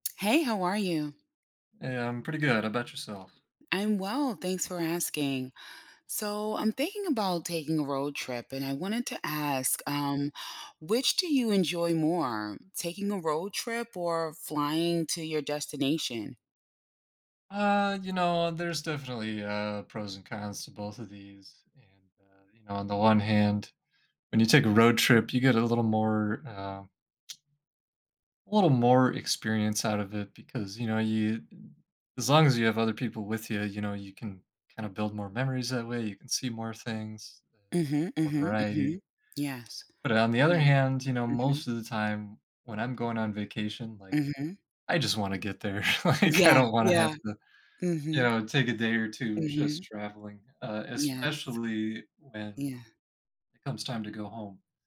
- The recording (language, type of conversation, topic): English, unstructured, How do your travel preferences shape the way you experience a trip?
- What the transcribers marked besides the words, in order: other background noise; laughing while speaking: "like"